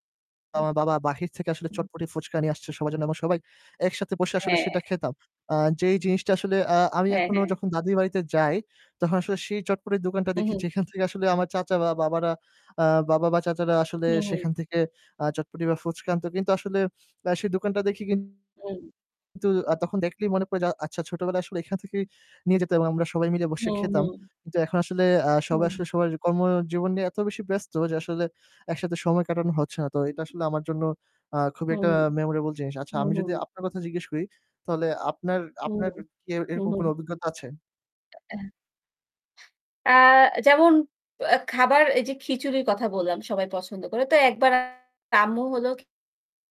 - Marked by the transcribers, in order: unintelligible speech; unintelligible speech; other background noise; static; distorted speech; tapping; in English: "memorable"; unintelligible speech; horn
- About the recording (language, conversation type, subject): Bengali, unstructured, আপনার বাড়িতে সবচেয়ে জনপ্রিয় খাবার কোনটি?